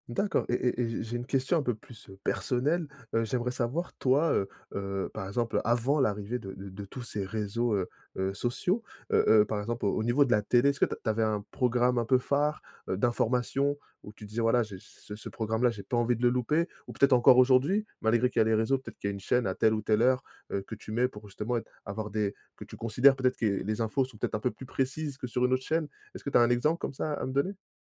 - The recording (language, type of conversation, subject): French, podcast, Comment faites-vous votre veille sans vous noyer sous l’information ?
- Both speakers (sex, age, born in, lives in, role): male, 30-34, France, France, host; male, 35-39, France, France, guest
- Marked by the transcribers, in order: none